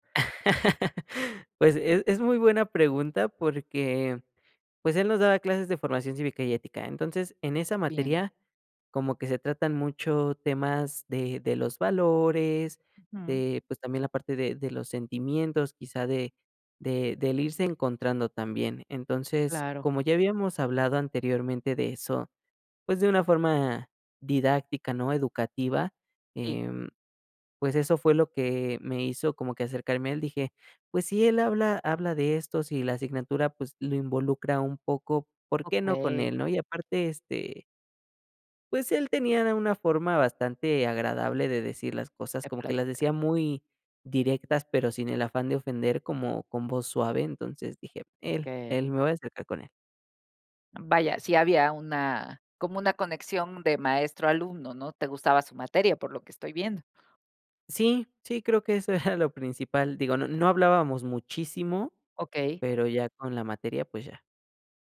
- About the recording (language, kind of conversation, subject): Spanish, podcast, ¿Qué pequeño gesto tuvo consecuencias enormes en tu vida?
- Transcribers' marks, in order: laugh; tapping; laughing while speaking: "era"